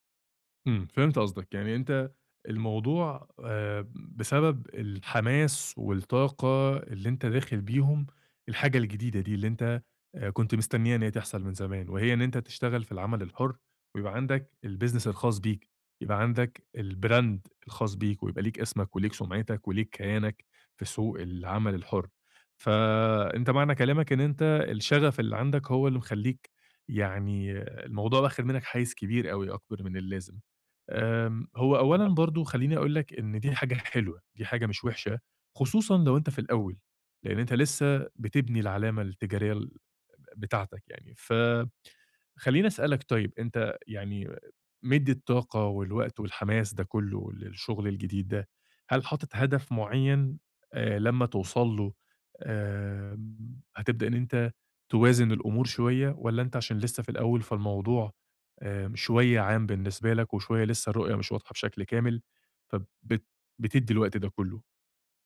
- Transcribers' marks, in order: in English: "الbusiness"; in English: "الbrand"; unintelligible speech
- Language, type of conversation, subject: Arabic, advice, إزاي بتعاني من إن الشغل واخد وقتك ومأثر على حياتك الشخصية؟